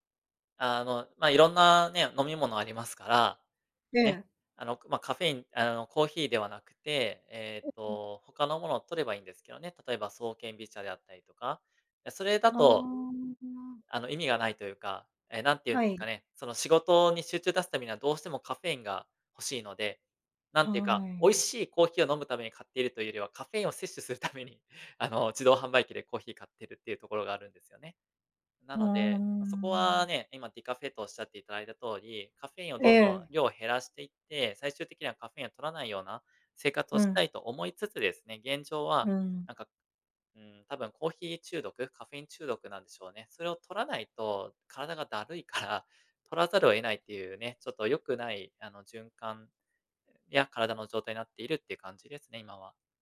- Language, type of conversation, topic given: Japanese, advice, カフェインや昼寝が原因で夜の睡眠が乱れているのですが、どうすれば改善できますか？
- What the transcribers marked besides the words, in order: unintelligible speech; laughing while speaking: "ために、あの、自動販売機で"; laughing while speaking: "から"